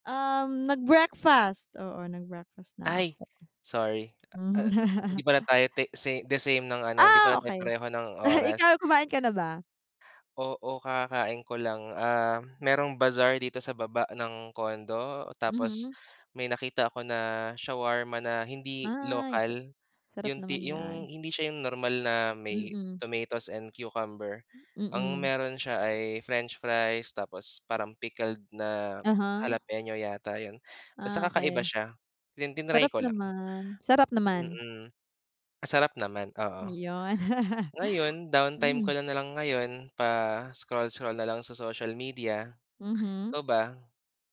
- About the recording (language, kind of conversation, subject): Filipino, unstructured, Ano ang palagay mo tungkol sa labis na paggamit ng midyang panlipunan sa mga libangan?
- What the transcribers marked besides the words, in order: laugh